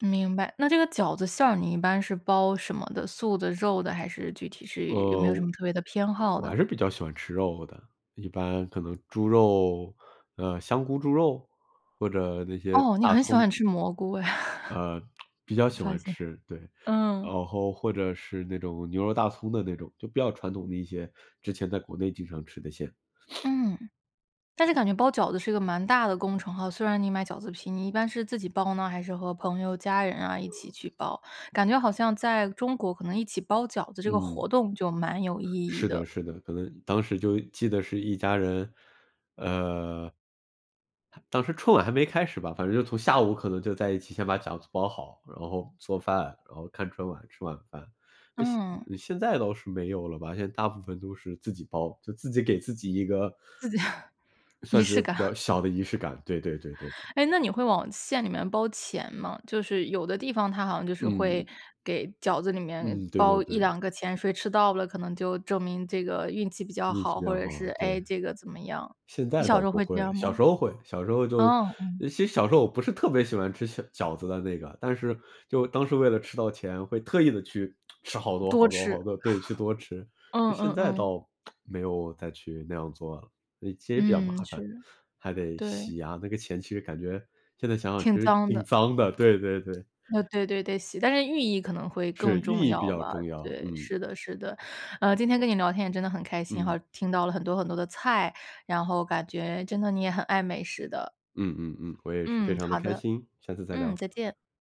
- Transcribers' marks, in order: lip smack; laugh; other noise; other background noise; chuckle; lip smack; chuckle; lip smack; laughing while speaking: "对 对 对"
- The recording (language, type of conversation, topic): Chinese, podcast, 有没有哪道菜能立刻把你带回小时候的感觉？